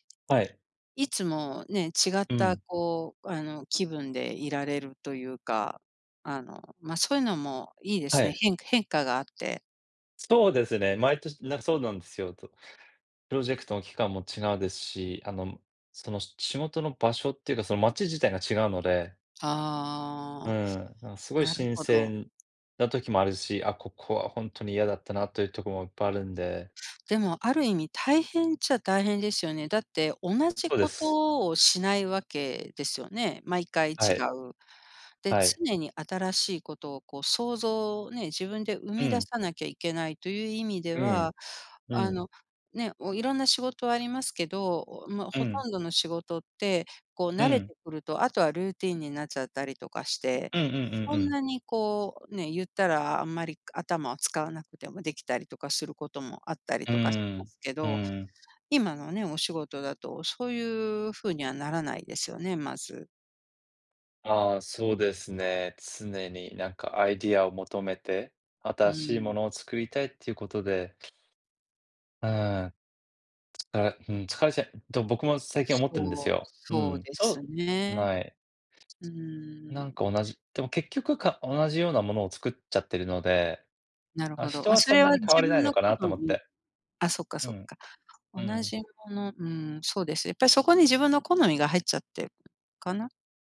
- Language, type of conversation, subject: Japanese, unstructured, 仕事中に経験した、嬉しいサプライズは何ですか？
- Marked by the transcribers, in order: other noise; other background noise